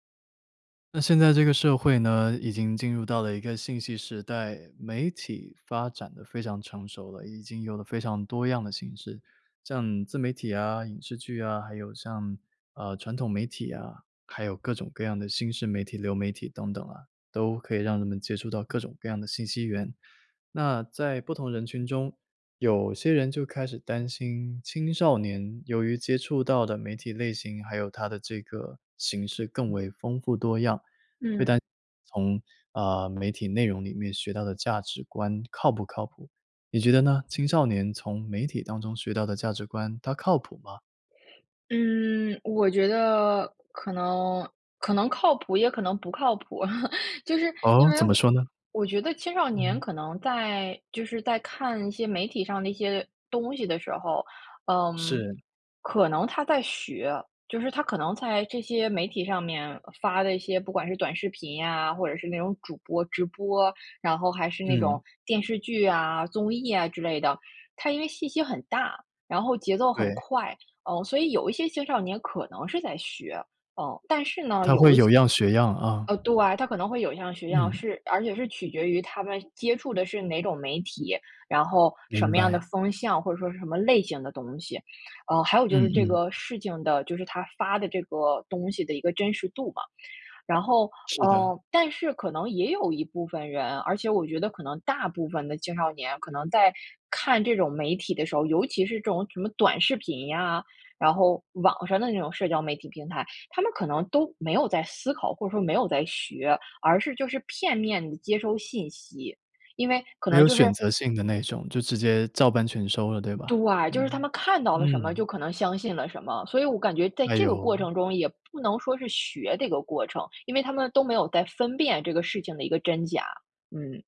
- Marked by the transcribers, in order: laugh; anticipating: "哦？怎么说呢？"; other background noise; tapping; other noise; stressed: "对"
- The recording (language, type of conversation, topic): Chinese, podcast, 青少年从媒体中学到的价值观可靠吗？